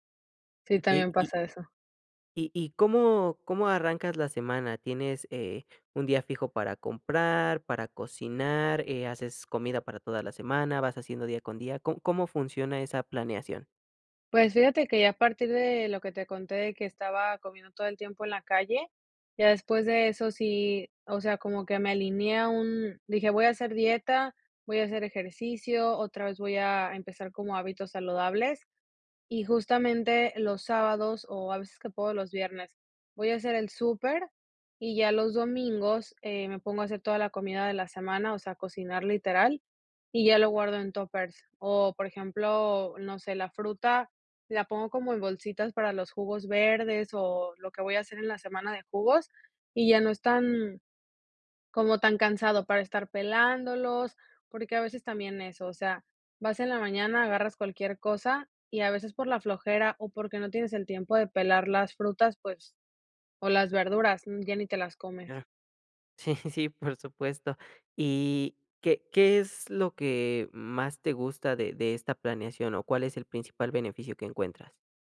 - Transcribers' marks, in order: unintelligible speech; laughing while speaking: "sí"
- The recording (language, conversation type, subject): Spanish, podcast, ¿Cómo planificas las comidas de la semana sin volverte loco?